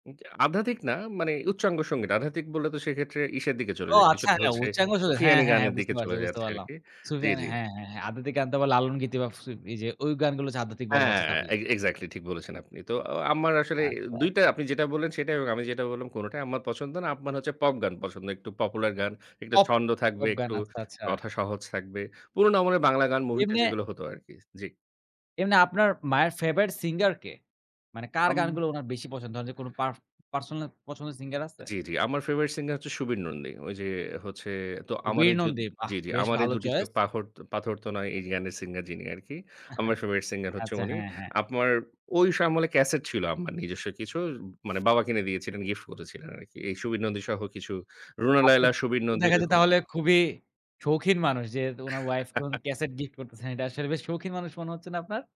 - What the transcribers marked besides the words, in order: in English: "ফেভারিট সিঙ্গার"; in English: "সিঙ্গার"; in English: "ফেভারিট সিঙ্গার"; in English: "সিঙ্গার"; chuckle; in English: "ফেভারিট সিঙ্গার"; "ওই" said as "ওইস"; unintelligible speech; chuckle
- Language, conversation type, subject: Bengali, podcast, কোন গান তোমাকে তোমার মায়ের কণ্ঠের স্মৃতি মনে করায়?